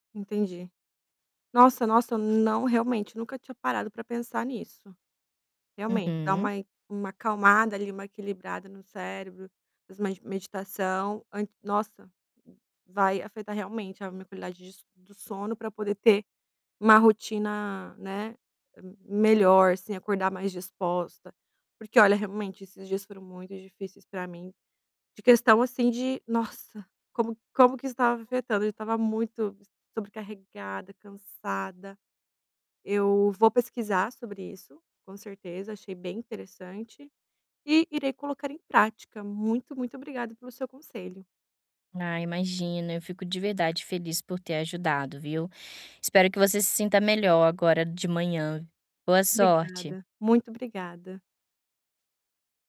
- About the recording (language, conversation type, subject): Portuguese, advice, Como posso mudar minha rotina matinal para ter mais energia pela manhã?
- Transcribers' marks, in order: other background noise